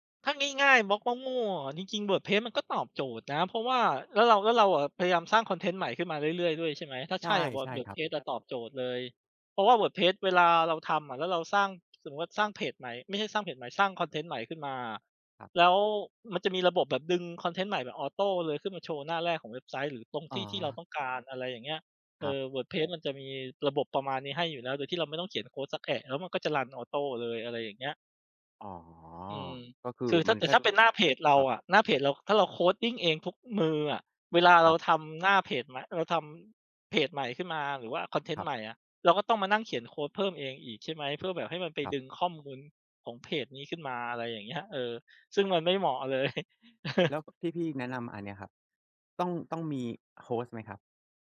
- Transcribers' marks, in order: in English: "coding"; laughing while speaking: "เลย"; chuckle; in English: "host"
- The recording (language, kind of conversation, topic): Thai, unstructured, ถ้าคุณอยากชวนให้คนอื่นลองทำงานอดิเรกของคุณ คุณจะบอกเขาว่าอะไร?